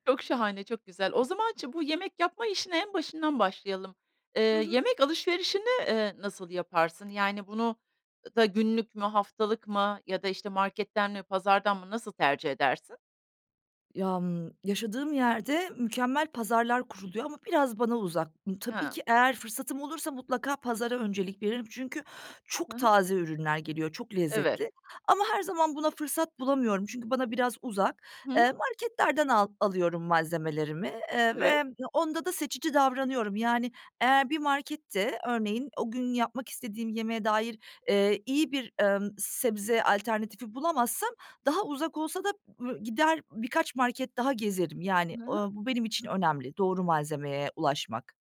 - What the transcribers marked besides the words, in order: none
- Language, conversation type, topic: Turkish, podcast, Yemek yaparken nelere dikkat edersin ve genelde nasıl bir rutinin var?